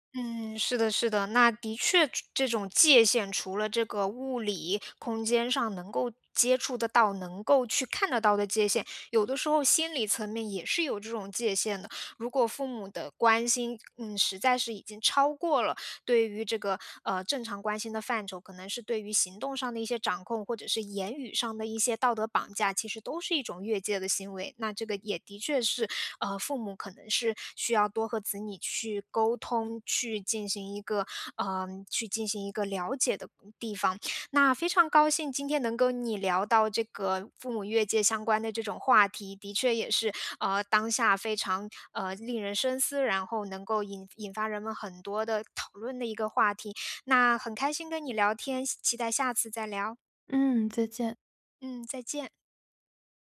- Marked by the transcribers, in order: other background noise
- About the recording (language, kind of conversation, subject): Chinese, podcast, 当父母越界时，你通常会怎么应对？